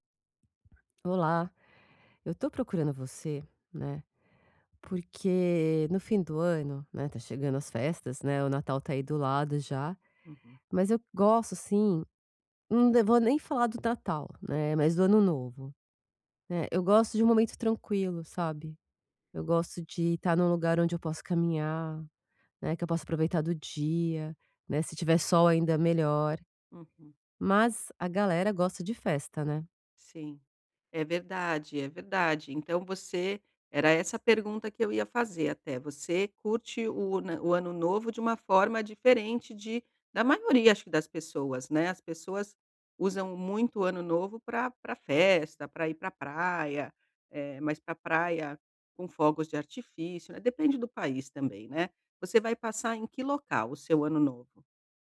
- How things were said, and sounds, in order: none
- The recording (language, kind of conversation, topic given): Portuguese, advice, Como conciliar planos festivos quando há expectativas diferentes?